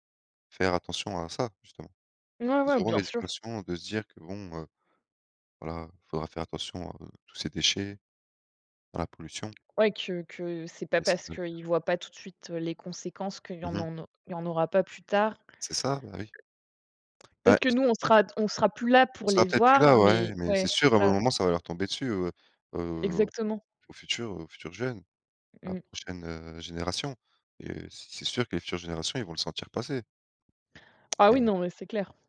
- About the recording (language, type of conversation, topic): French, unstructured, Pourquoi les océans sont-ils essentiels à la vie sur Terre ?
- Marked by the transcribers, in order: other background noise; other noise; stressed: "voir"